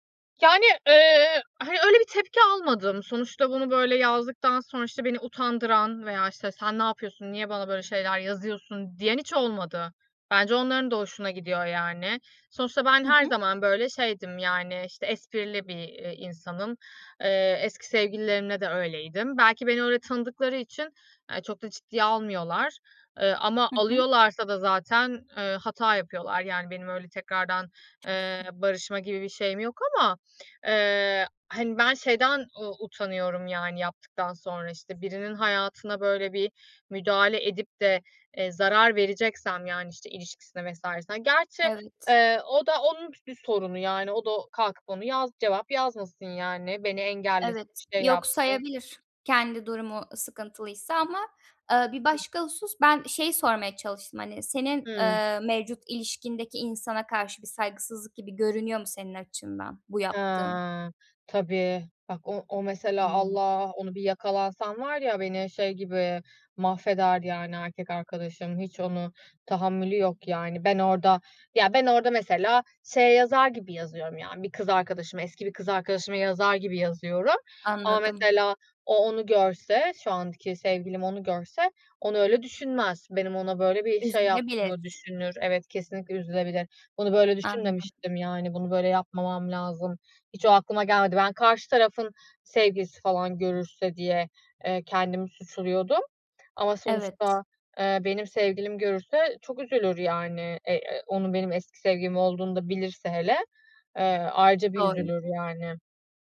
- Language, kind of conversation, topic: Turkish, advice, Eski sevgilimle iletişimi kesmekte ve sınır koymakta neden zorlanıyorum?
- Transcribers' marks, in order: giggle; other background noise; tapping